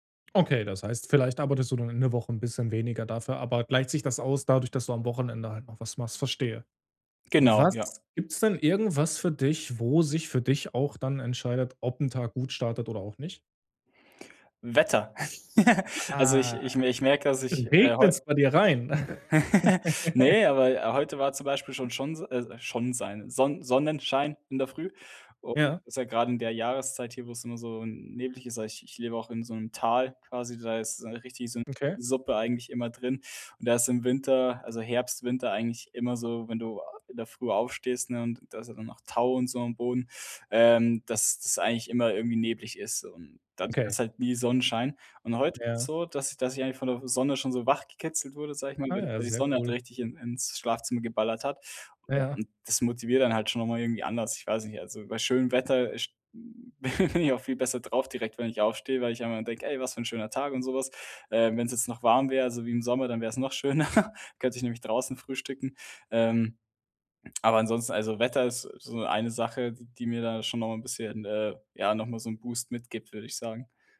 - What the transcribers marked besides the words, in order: giggle; drawn out: "Ah"; chuckle; unintelligible speech; chuckle; laughing while speaking: "schöner"
- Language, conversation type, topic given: German, podcast, Wie startest du zu Hause produktiv in den Tag?